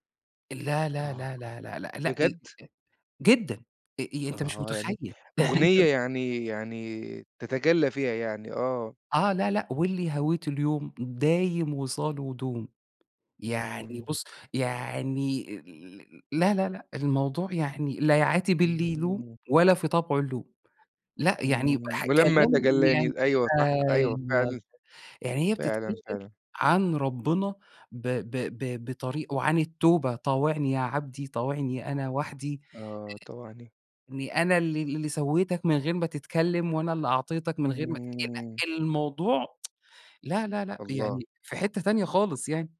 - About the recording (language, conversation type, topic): Arabic, podcast, ليه في أغاني بتبقى حكايات بتفضل عايشة مع الناس سنين؟
- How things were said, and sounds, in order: chuckle; tsk